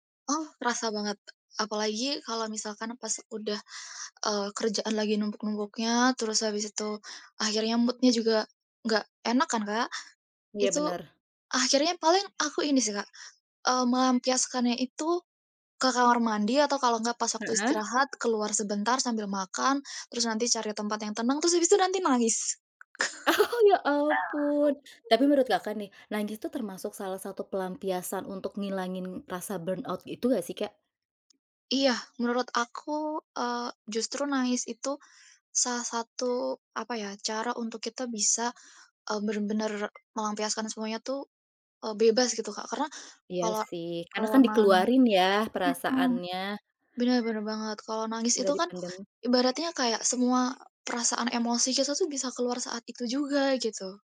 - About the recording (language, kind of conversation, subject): Indonesian, podcast, Pernahkah kamu mengalami kelelahan mental, dan bagaimana kamu mengatasinya?
- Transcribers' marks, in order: other background noise; in English: "mood-nya"; laughing while speaking: "Oh"; chuckle; in English: "burnout"; tapping